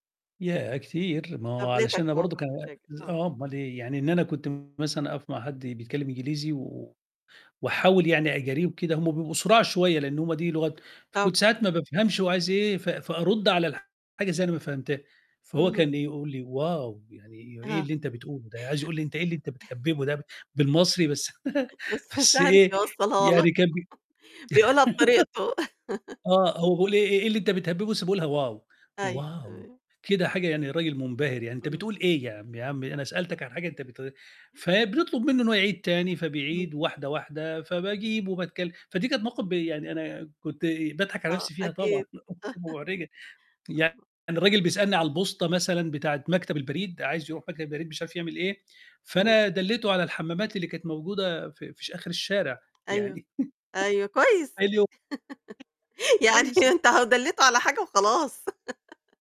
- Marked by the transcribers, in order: static; distorted speech; in English: "wow!"; whistle; laugh; laughing while speaking: "بس مش عارف يوصلها لك، بيقولها بطريقته"; laugh; in English: "wow! wow!"; chuckle; chuckle; unintelligible speech; tapping; laugh; laughing while speaking: "يعني أنت أهو دليته على حاجة وخلاص"; laugh; unintelligible speech; laugh
- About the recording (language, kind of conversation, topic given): Arabic, podcast, إزاي اتعلمت تتكلم لغة جديدة في وقت فراغك؟